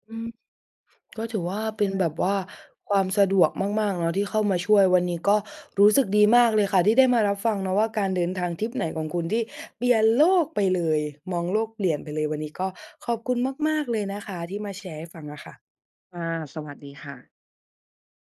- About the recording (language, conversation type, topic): Thai, podcast, การเดินทางครั้งไหนที่ทำให้คุณมองโลกเปลี่ยนไปบ้าง?
- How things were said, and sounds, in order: none